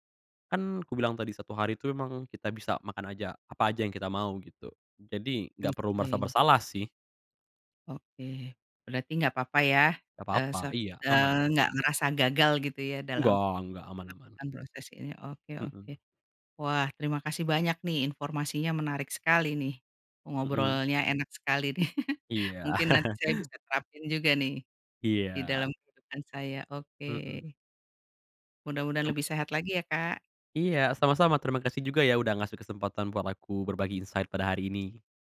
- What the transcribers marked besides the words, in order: other background noise; tapping; chuckle; in English: "insight"
- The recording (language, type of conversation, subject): Indonesian, podcast, Bisakah kamu menceritakan pengalamanmu saat mulai membangun kebiasaan sehat yang baru?